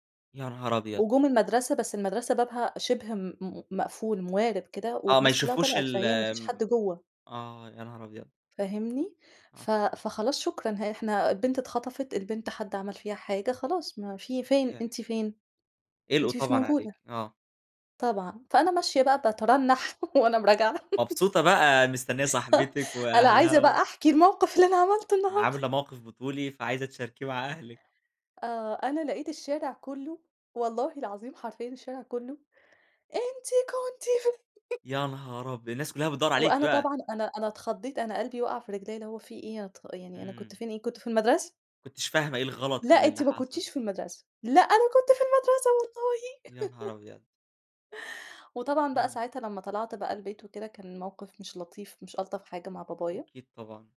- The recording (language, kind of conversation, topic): Arabic, podcast, إيه أول درس اتعلمته في بيت أهلك؟
- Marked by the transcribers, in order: chuckle; laughing while speaking: "اللي أنا عملته النهارده"; put-on voice: "أنتِ كنتِ في"; chuckle; put-on voice: "أنا كنت في المدرسة والله"; laugh